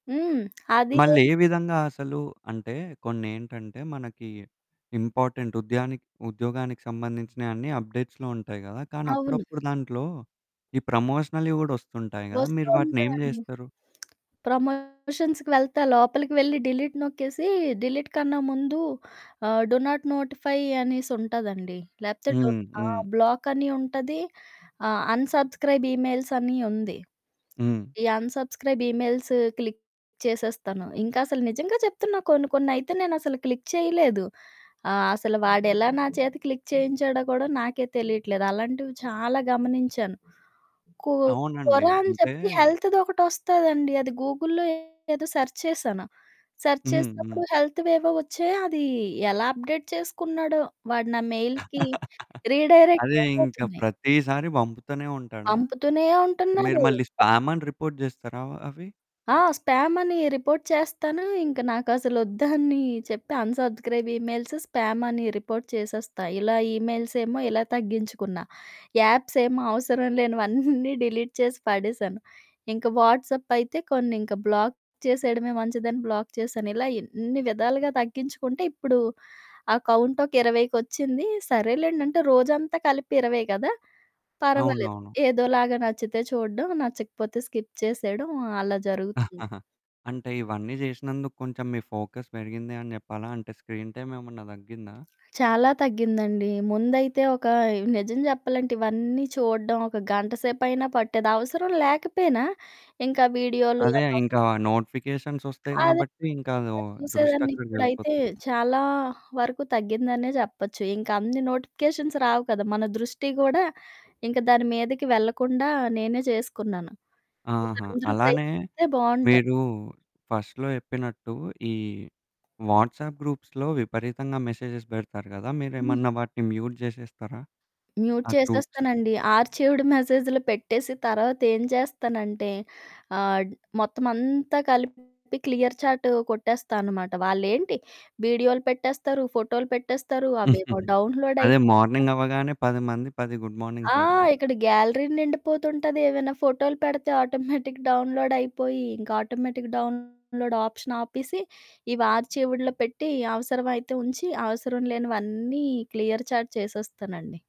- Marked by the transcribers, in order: other background noise; in English: "ఇంపార్టెంట్"; in English: "అప్డేట్స్‌లో"; in English: "ప్రమోషనల్‌వి"; distorted speech; in English: "ప్రమోషన్స్‌కి"; in English: "డిలీట్"; in English: "డిలీట్‌కన్నా"; in English: "డు నాట్ నోటిఫై"; in English: "అన్‌సబ్‌స్క్రై‌బ్"; in English: "అన్‌సబ్‌స్క్రై‌బ్ ఈమెయిల్స్ క్లిక్"; in English: "క్లిక్"; in English: "క్లిక్"; stressed: "చాలా"; in English: "హెల్త్‌దొకటొస్తాదండి"; in English: "గూగుల్‌లో"; in English: "సర్చ్"; in English: "సర్చ్"; in English: "హెల్త్‌వేవో"; in English: "అప్డేట్"; in English: "మెయిల్‌కి"; laugh; in English: "స్పామని రిపోర్ట్"; in English: "స్పామనీ రిపోర్ట్"; in English: "అన్‌సబ్‌స్క్రై‌బ్ ఇమెయిల్స్"; in English: "రిపోర్ట్"; laughing while speaking: "అవసరం లేనివన్నీ డిలీట్ చేసి పడేశాను"; in English: "డిలీట్"; in English: "బ్లాక్"; in English: "బ్లాక్"; stressed: "ఎన్ని"; in English: "స్కిప్"; chuckle; in English: "ఫోకస్"; in English: "స్క్రీన్ టైమ్"; in English: "నోటిఫికేషన్స్"; in English: "ఫస్ట్‌లో"; in English: "వాట్సాప్ గ్రూప్స్‌లో"; in English: "మెసేజెస్"; in English: "మ్యూట్"; in English: "మ్యూట్"; in English: "గ్రూప్స్"; in English: "ఆర్చీవ్డ్ మెసేజ్‌లో"; in English: "క్లియర్ చాట్"; chuckle; in English: "డౌన్లోడ్"; in English: "గుడ్ మార్నింగ్స్"; in English: "గ్యాలరీ"; in English: "ఆటోమేటిక్"; in English: "ఆటోమేటిక్ డౌన్లోడ్ ఆప్షన్"; in English: "ఆర్చీవ్డ్‌లో"; in English: "క్లియర్ చాట్"
- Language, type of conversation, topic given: Telugu, podcast, మీ దృష్టి నిలకడగా ఉండేందుకు మీరు నోటిఫికేషన్లను ఎలా నియంత్రిస్తారు?